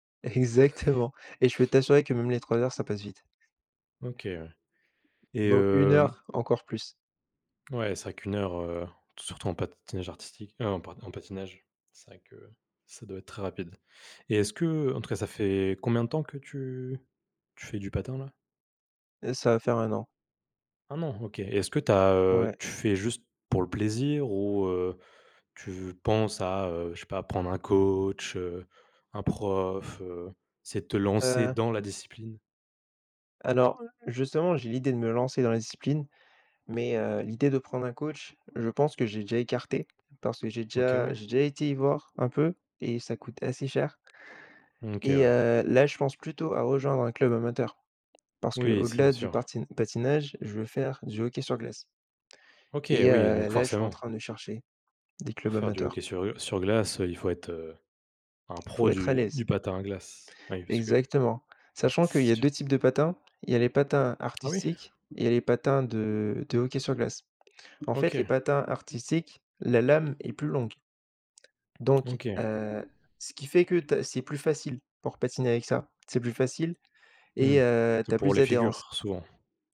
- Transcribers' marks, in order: laughing while speaking: "Exactement"; other noise; tapping
- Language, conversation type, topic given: French, podcast, Quelles astuces recommandes-tu pour progresser rapidement dans un loisir ?